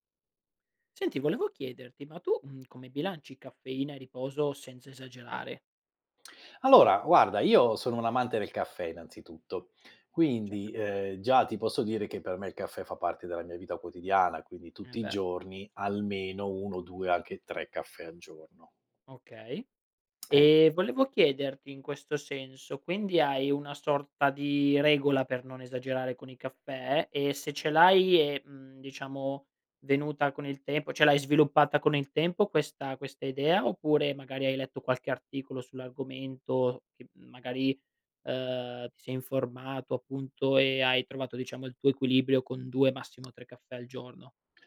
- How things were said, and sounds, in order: tapping; "cioè" said as "ceh"
- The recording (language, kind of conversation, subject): Italian, podcast, Come bilanci la caffeina e il riposo senza esagerare?
- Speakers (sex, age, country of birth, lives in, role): male, 25-29, Italy, Italy, host; male, 50-54, Italy, Italy, guest